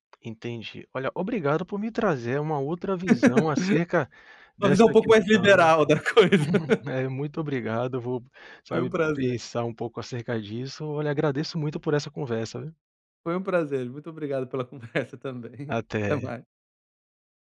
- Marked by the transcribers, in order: tapping; laugh; chuckle; laugh
- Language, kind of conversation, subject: Portuguese, advice, Como posso estabelecer limites claros no início de um relacionamento?